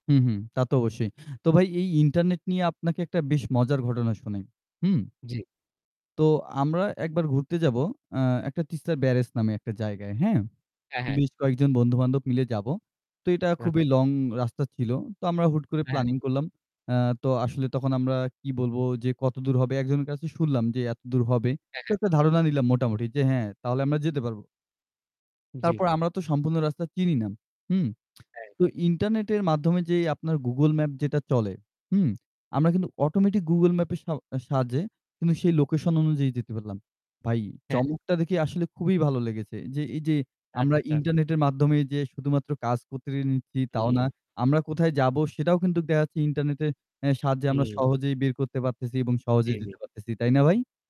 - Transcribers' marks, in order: static; other background noise; "আচ্ছা" said as "আচ্চাচার"
- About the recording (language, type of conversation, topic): Bengali, unstructured, ইন্টারনেট কীভাবে আপনার শেখার অভিজ্ঞতা বদলে দিয়েছে?
- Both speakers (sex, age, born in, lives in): male, 20-24, Bangladesh, Bangladesh; male, 20-24, Bangladesh, Bangladesh